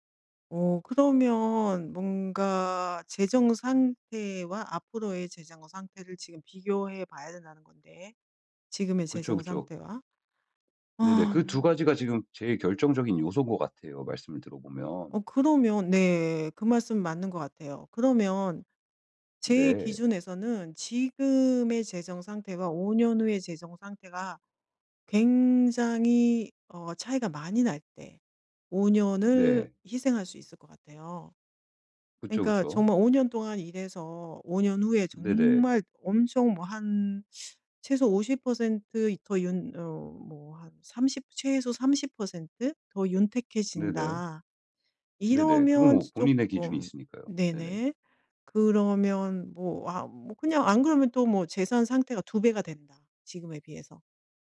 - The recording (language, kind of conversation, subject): Korean, advice, 장기적으로 얻을 이익을 위해 단기적인 만족을 포기해야 할까요?
- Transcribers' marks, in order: other background noise